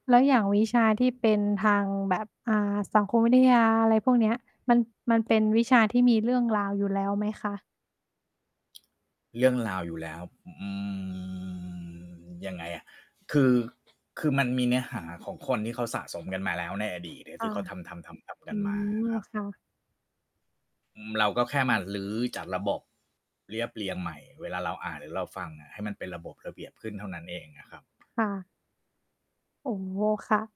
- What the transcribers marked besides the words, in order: tapping; drawn out: "อืม"; other background noise; mechanical hum
- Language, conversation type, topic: Thai, podcast, วิธีเรียนที่ได้ผลสำหรับคุณมีอะไรบ้าง?
- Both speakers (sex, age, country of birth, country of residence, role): female, 25-29, Thailand, Thailand, host; male, 50-54, Thailand, Thailand, guest